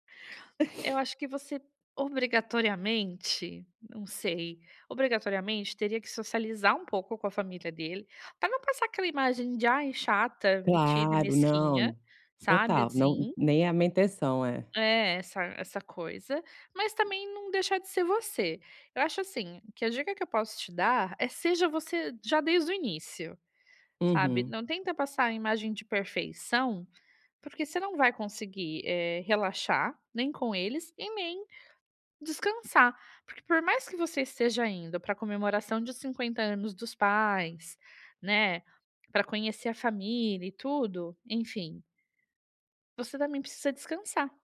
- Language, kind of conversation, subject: Portuguese, advice, Como posso reduzir o estresse ao planejar minhas férias?
- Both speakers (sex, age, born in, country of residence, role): female, 35-39, Brazil, Italy, advisor; female, 35-39, Brazil, Spain, user
- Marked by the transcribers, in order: chuckle; other background noise